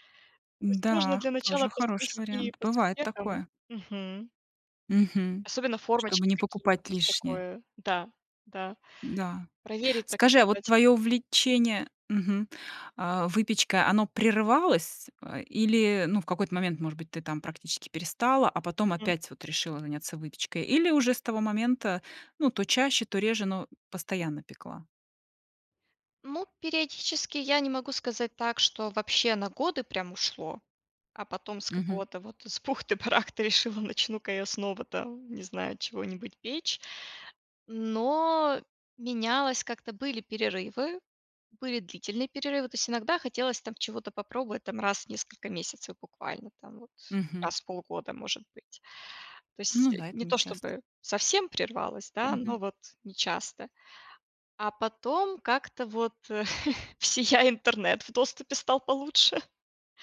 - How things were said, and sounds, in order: tapping; laughing while speaking: "бухты-барахты решила: начну-ка я снова, там"; chuckle
- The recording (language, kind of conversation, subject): Russian, podcast, Как бюджетно снова начать заниматься забытым увлечением?